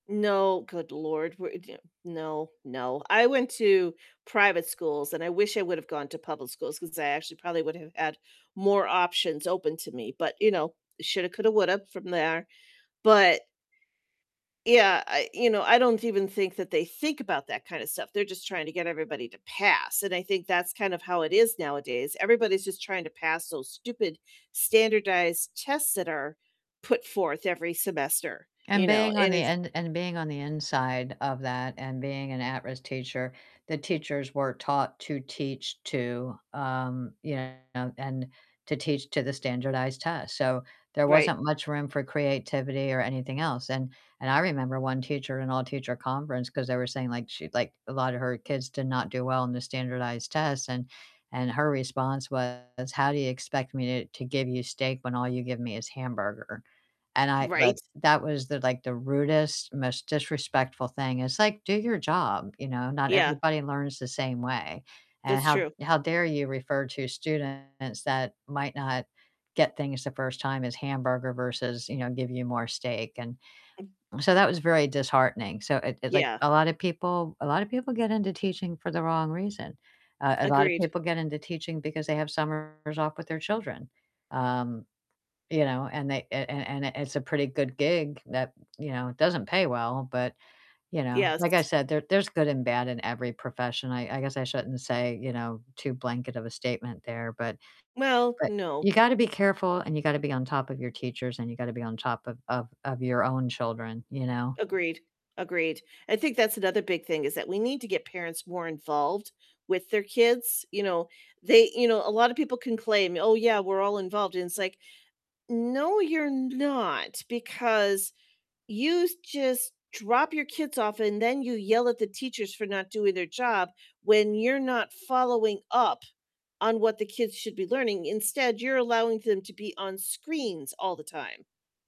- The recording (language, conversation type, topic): English, unstructured, Which topics would you include in your dream course?
- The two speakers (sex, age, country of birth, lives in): female, 50-54, United States, United States; female, 60-64, United States, United States
- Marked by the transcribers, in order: unintelligible speech; other background noise; stressed: "think"; distorted speech